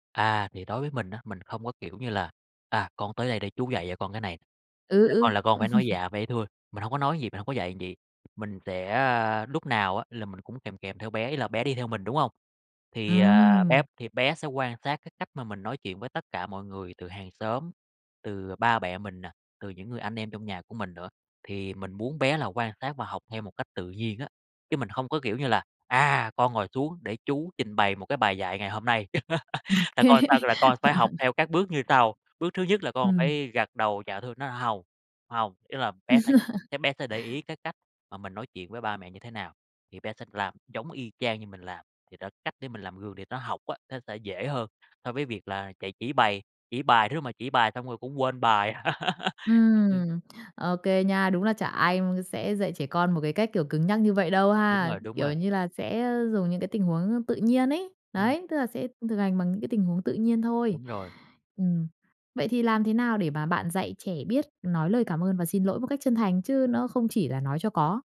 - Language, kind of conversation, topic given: Vietnamese, podcast, Bạn dạy con về lễ nghĩa hằng ngày trong gia đình như thế nào?
- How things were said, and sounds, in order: laugh; other background noise; background speech; tapping; laughing while speaking: "Ô kê"; laugh; laugh; laugh